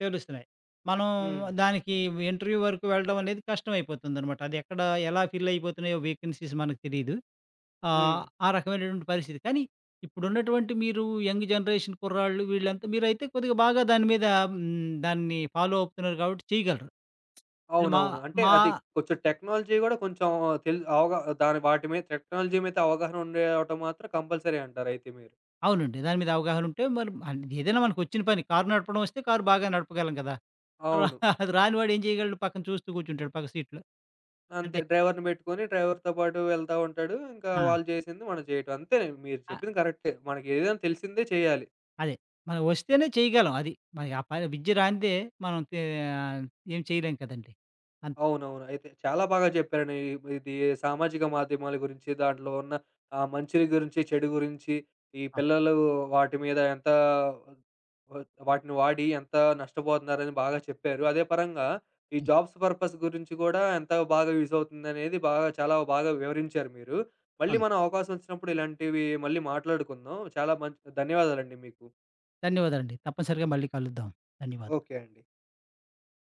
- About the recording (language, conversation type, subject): Telugu, podcast, సామాజిక మాధ్యమాల్లో మీ పనిని సమర్థంగా ఎలా ప్రదర్శించాలి?
- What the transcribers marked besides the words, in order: in English: "ఇంటర్యూ"; in English: "ఫిల్"; in English: "వేకన్సీస్"; in English: "యంగ్ జనరేషన్"; in English: "ఫాలో"; other background noise; in English: "టెక్నాలజీ"; in English: "టెక్నాలజీ"; in English: "కంపల్సరీ"; chuckle; in English: "సీట్‌లో"; in English: "డ్రైవర్‌ని"; in English: "డ్రైవర్‌తో"; in English: "జాబ్స్ పర్పస్"; in English: "యూజ్"